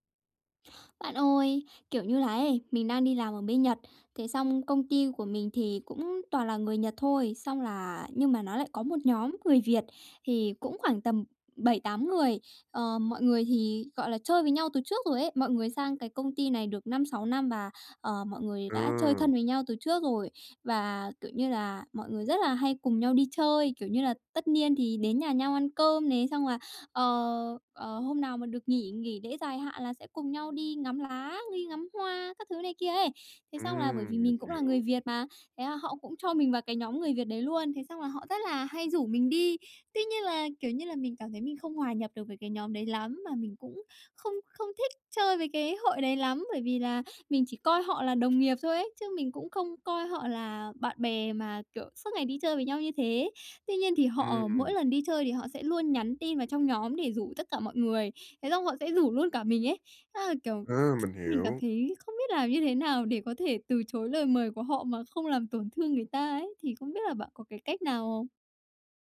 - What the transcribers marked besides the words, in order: tapping; other background noise
- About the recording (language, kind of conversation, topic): Vietnamese, advice, Làm sao để từ chối lời mời mà không làm mất lòng người khác?